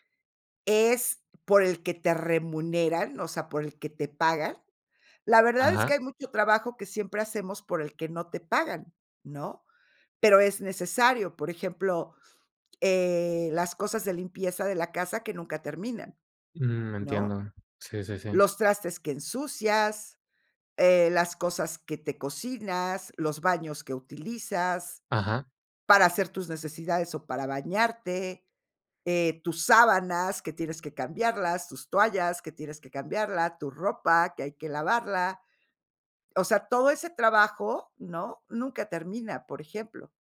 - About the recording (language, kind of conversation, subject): Spanish, podcast, ¿Cómo te permites descansar sin culpa?
- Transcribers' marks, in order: none